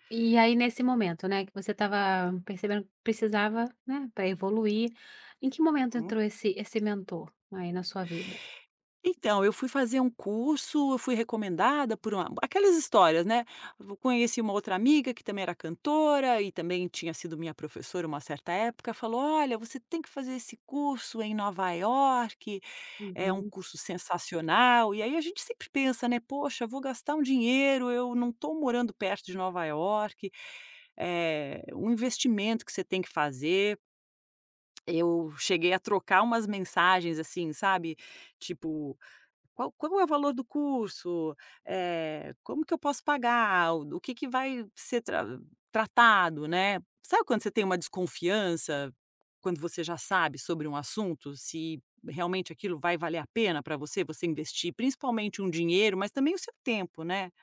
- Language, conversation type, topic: Portuguese, podcast, Como você escolhe um bom mentor hoje em dia?
- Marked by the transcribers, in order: tapping